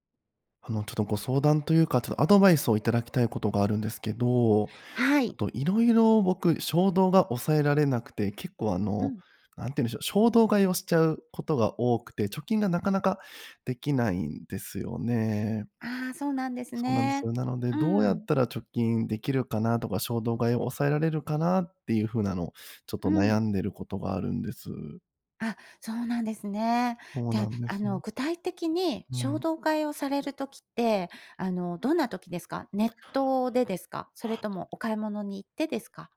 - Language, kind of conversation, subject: Japanese, advice, 衝動買いを繰り返して貯金できない習慣をどう改善すればよいですか？
- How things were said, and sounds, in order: other noise